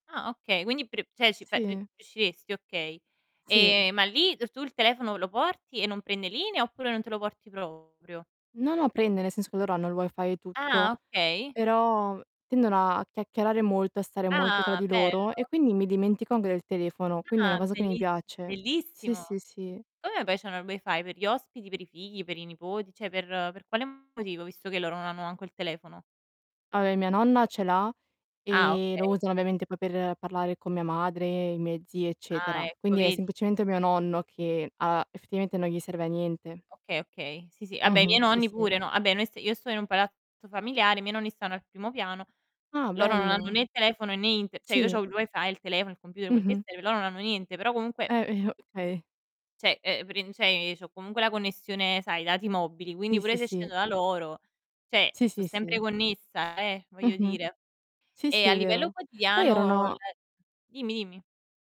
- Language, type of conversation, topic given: Italian, unstructured, Quale invenzione tecnologica ti rende più felice?
- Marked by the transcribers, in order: "cioè" said as "ceh"; distorted speech; "Cioè" said as "ceh"; "cioè" said as "ceh"; unintelligible speech; "Okay" said as "kay"; "cioè" said as "ceh"; "cioè" said as "ceh"; other background noise; "cioè" said as "ceh"